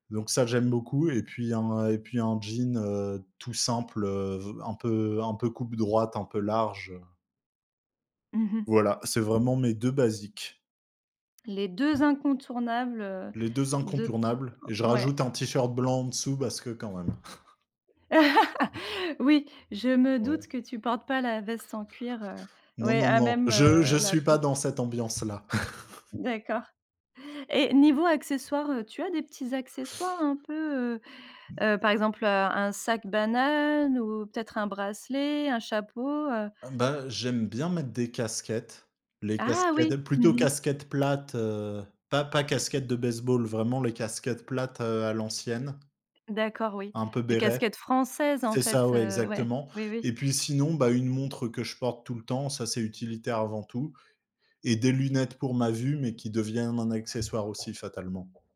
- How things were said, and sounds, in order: other background noise; tapping; chuckle; laugh; chuckle
- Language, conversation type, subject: French, podcast, Comment ton style a-t-il évolué au fil des ans ?